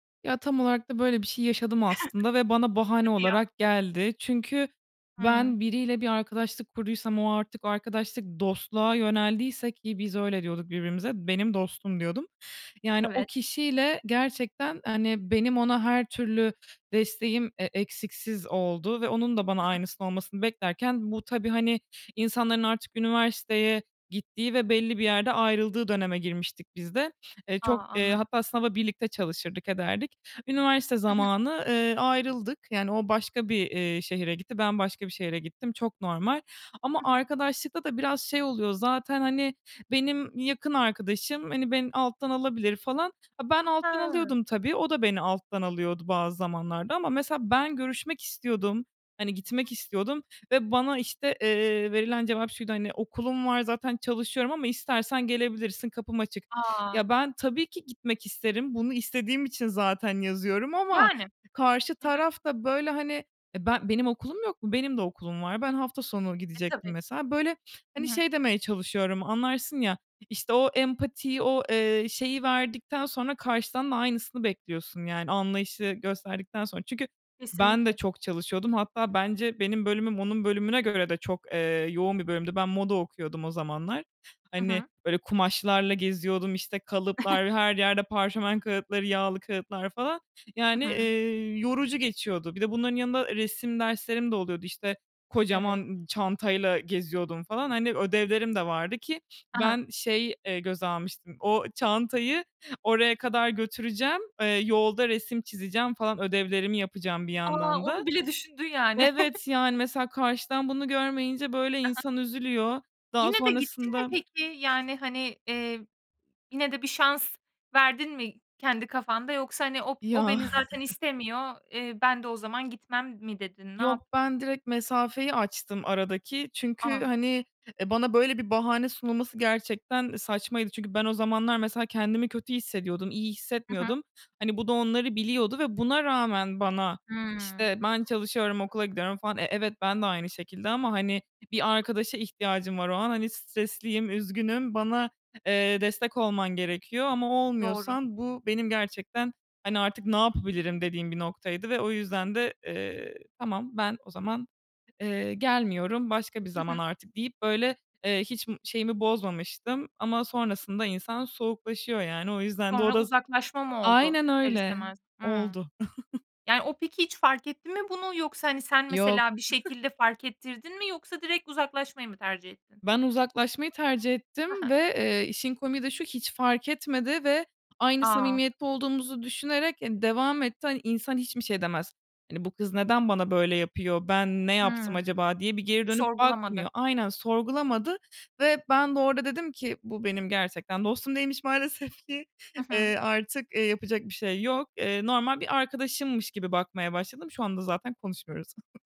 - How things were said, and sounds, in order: chuckle; other background noise; giggle; tapping; chuckle; chuckle; chuckle; chuckle; chuckle
- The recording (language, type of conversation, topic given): Turkish, podcast, Sosyal destek stresle başa çıkmanda ne kadar etkili oluyor?